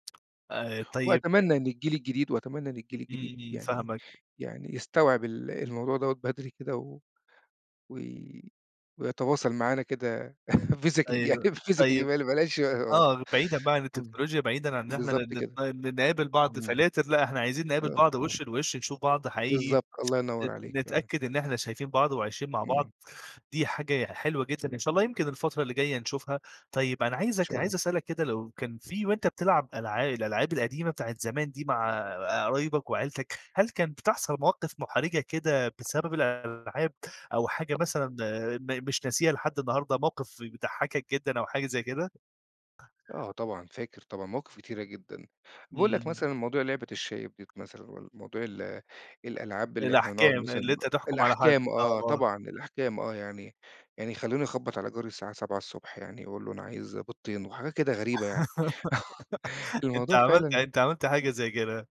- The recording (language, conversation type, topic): Arabic, podcast, إيه اللعبة اللي كان ليها تأثير كبير على عيلتك؟
- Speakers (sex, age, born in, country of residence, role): male, 25-29, Egypt, Egypt, host; male, 40-44, Egypt, Portugal, guest
- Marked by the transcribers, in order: laughing while speaking: "physically، يعني physically بل بلاش"; in English: "physically"; in English: "physically"; tapping; in English: "فلاتر"; tsk; other noise; laugh; chuckle; other background noise